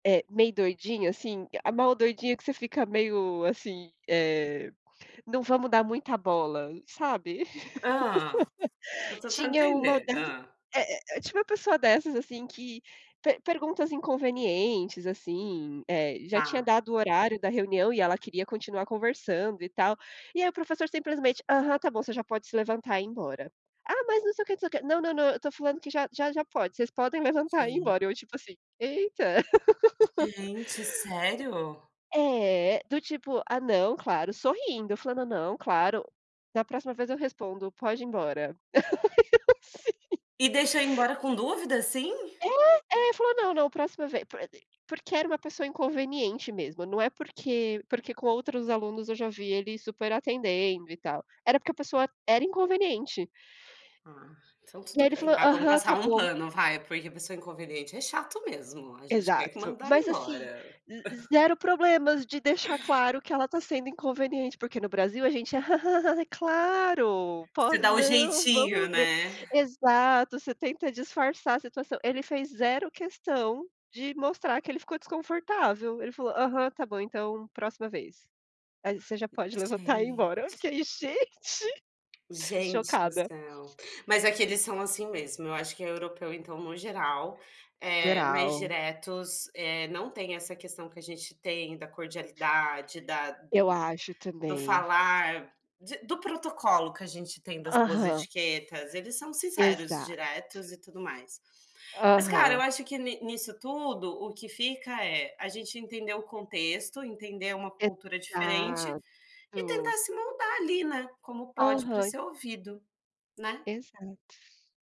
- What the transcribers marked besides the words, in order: tapping; laugh; laugh; laugh; laughing while speaking: "Sim"; other noise; chuckle; scoff
- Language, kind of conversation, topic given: Portuguese, unstructured, O que você faz quando sente que ninguém está te ouvindo?